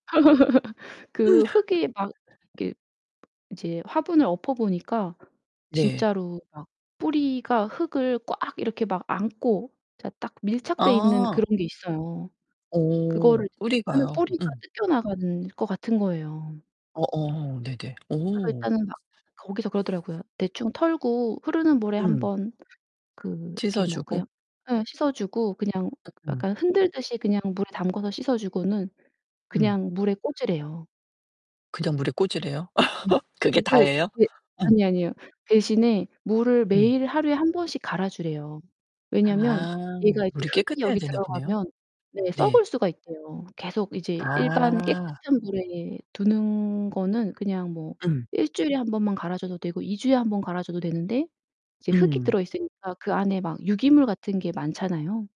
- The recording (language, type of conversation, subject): Korean, podcast, 식물 가꾸기가 마음챙김에 도움이 될까요?
- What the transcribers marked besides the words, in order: laugh; other background noise; unintelligible speech; distorted speech; laugh; static